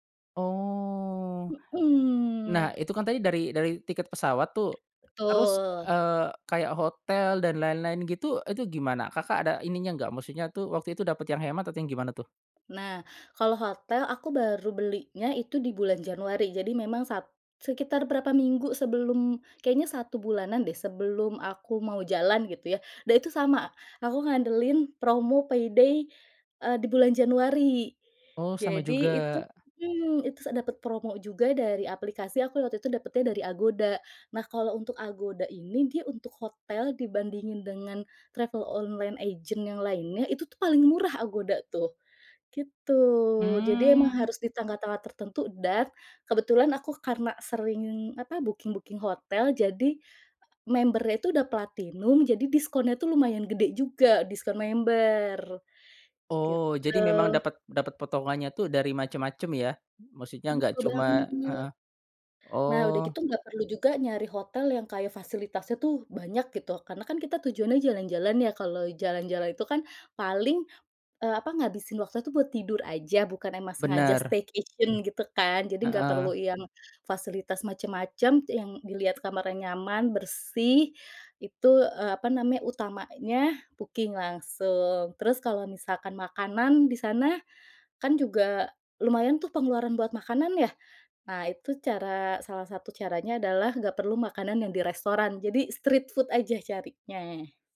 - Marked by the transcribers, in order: drawn out: "Oh"; other background noise; in English: "payday"; in English: "travel"; in English: "agent"; in English: "booking-booking"; in English: "member-nya"; in English: "member"; in English: "staycation"; in English: "booking"; in English: "street food"
- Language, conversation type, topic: Indonesian, podcast, Tips apa yang kamu punya supaya perjalanan tetap hemat, tetapi berkesan?